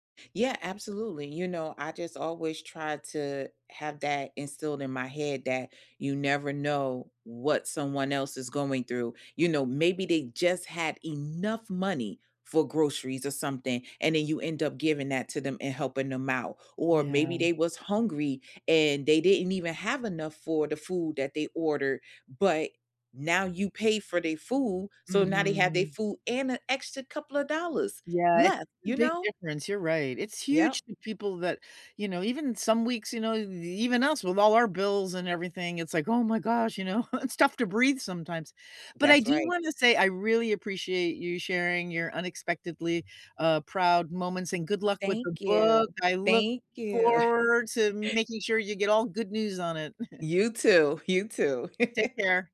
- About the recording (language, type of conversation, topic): English, unstructured, What recently made you feel unexpectedly proud, and how did you share or savor that moment?
- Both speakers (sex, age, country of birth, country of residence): female, 50-54, United States, United States; female, 65-69, United States, United States
- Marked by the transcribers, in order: stressed: "enough"; other background noise; chuckle; chuckle